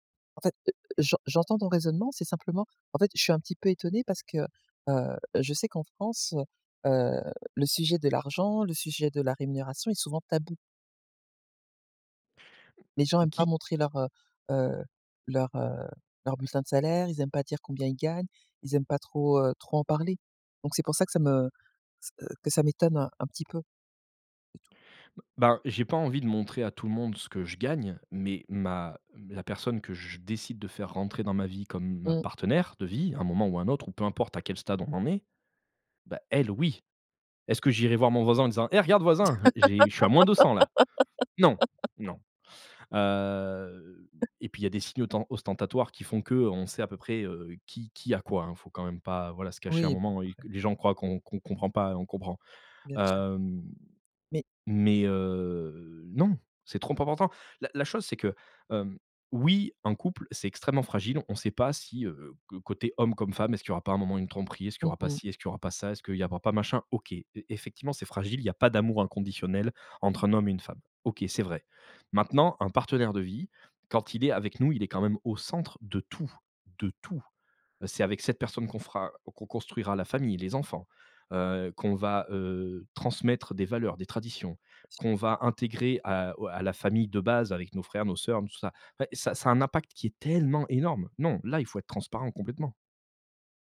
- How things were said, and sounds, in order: stressed: "elle oui"; laugh; drawn out: "Heu"; chuckle; stressed: "Oui"; drawn out: "heu"; stressed: "tout"; other noise; stressed: "tellement"
- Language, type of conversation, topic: French, podcast, Comment parles-tu d'argent avec ton partenaire ?